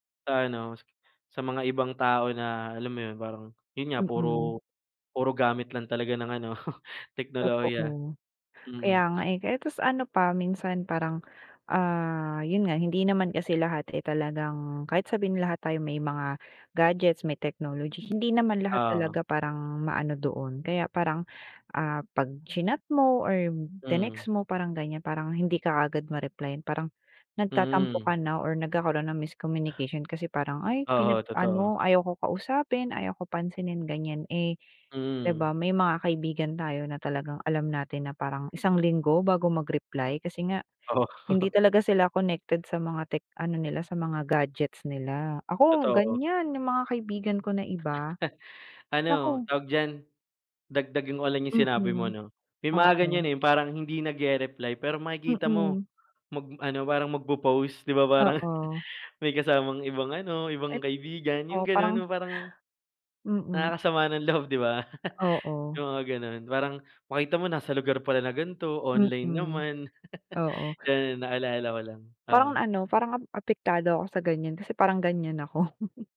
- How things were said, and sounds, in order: background speech; other background noise; laugh; drawn out: "ah"; laughing while speaking: "Oo"; chuckle; laughing while speaking: "parang"; tapping; laugh; chuckle; chuckle
- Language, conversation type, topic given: Filipino, unstructured, Sa tingin mo ba, nakapipinsala ang teknolohiya sa mga relasyon?